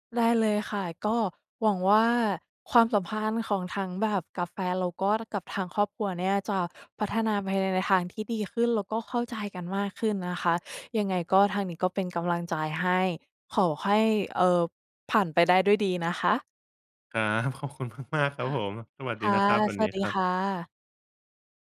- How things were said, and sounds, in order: tapping; laughing while speaking: "ขอบคุณ"
- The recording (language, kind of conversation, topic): Thai, advice, คุณรับมืออย่างไรเมื่อถูกครอบครัวของแฟนกดดันเรื่องความสัมพันธ์?